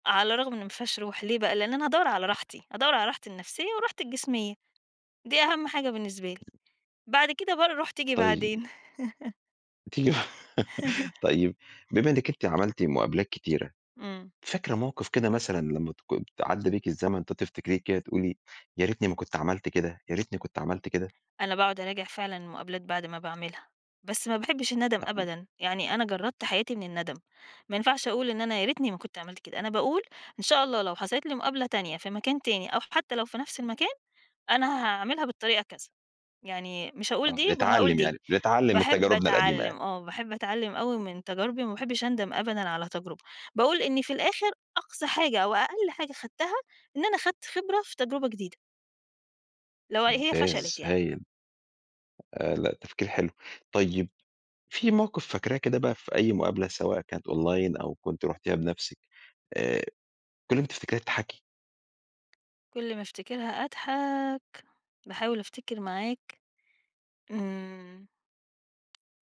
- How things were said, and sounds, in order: unintelligible speech; other background noise; laugh; laughing while speaking: "تي"; laugh; tapping; in English: "online"
- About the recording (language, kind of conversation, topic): Arabic, podcast, إزاي بتجهّز لمقابلة شغل؟